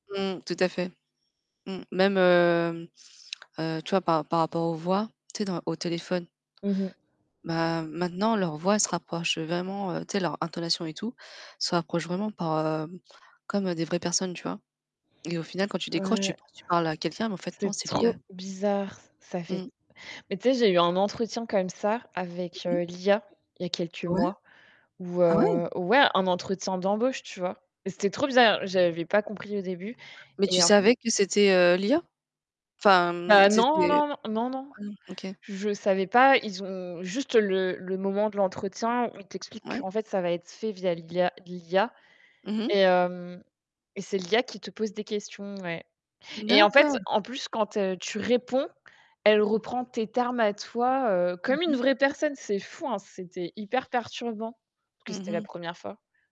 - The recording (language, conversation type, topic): French, unstructured, Préféreriez-vous vivre sans internet ou sans musique ?
- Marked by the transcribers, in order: static; other background noise; distorted speech; stressed: "trop"; other street noise; tapping